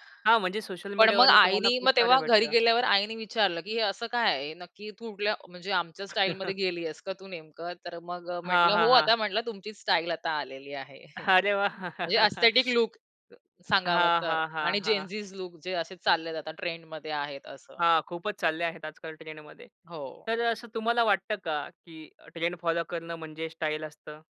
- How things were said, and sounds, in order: chuckle; laughing while speaking: "अरे वा!"; chuckle; other background noise; chuckle; other noise; in English: "एस्थेटिक"; in English: "ट्रेंड"; in English: "ट्रेंड"; in English: "ट्रेंड"
- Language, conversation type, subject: Marathi, podcast, सामाजिक माध्यमांचा तुमच्या पेहरावाच्या शैलीवर कसा परिणाम होतो?